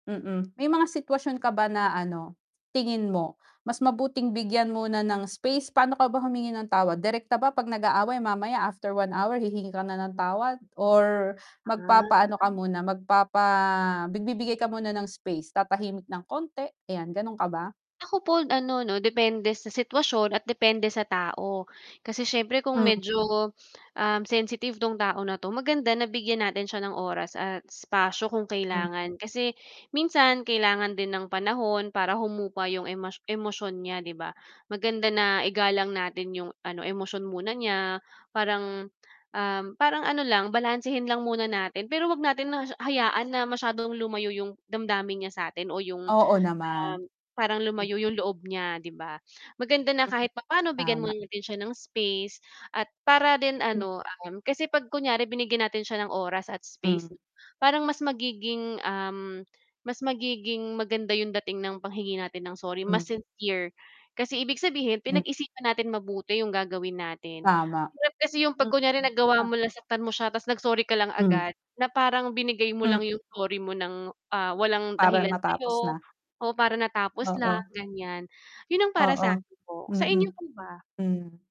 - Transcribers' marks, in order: tapping; static; mechanical hum; drawn out: "Ah"; tongue click; tongue click; other background noise; other noise; distorted speech
- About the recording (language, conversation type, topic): Filipino, unstructured, Ano ang pinakamabisang paraan para mapanatili ang pagkakaibigan pagkatapos ng away?